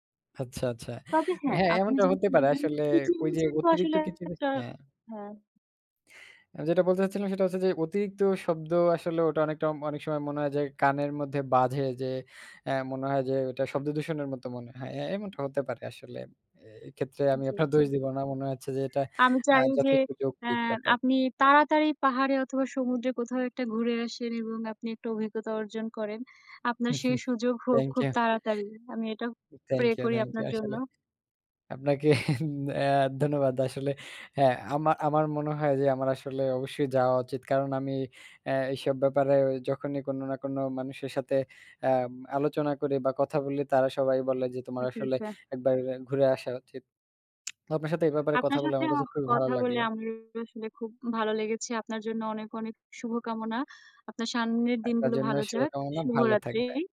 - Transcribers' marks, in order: laughing while speaking: "আচ্ছা, আচ্ছা"; chuckle; laughing while speaking: "থ্যাংক ইউ"; laughing while speaking: "আপনাকে অ্যা ধন্যবাদ আসলে"; chuckle; lip smack
- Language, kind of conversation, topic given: Bengali, unstructured, তোমার মতে কোনটি বেশি উপভোগ্য—সমুদ্রসৈকত নাকি পাহাড়?